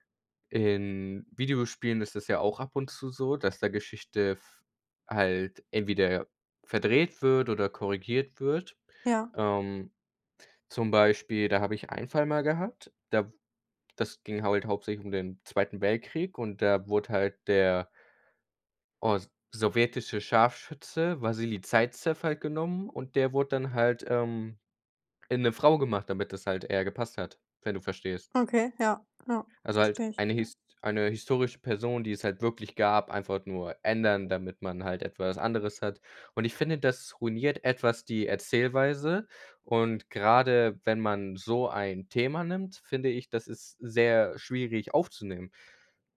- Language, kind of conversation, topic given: German, unstructured, Was ärgert dich am meisten an der Art, wie Geschichte erzählt wird?
- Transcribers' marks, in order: none